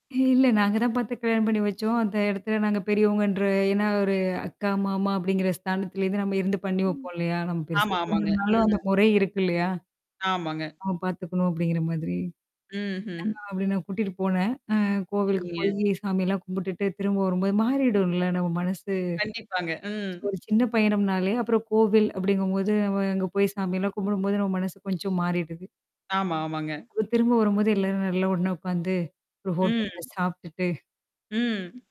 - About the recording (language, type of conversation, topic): Tamil, podcast, நீங்கள் உருவாக்கிய புதிய குடும்ப மரபு ஒன்றுக்கு உதாரணம் சொல்ல முடியுமா?
- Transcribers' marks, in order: static; distorted speech; tapping